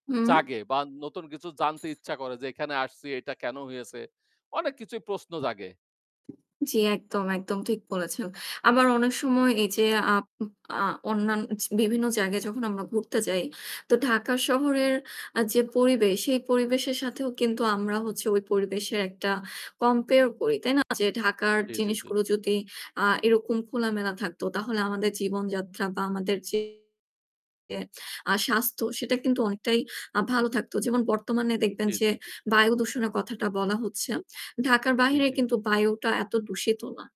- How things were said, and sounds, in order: other background noise; distorted speech
- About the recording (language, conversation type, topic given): Bengali, unstructured, ভ্রমণ কীভাবে তোমাকে সুখী করে তোলে?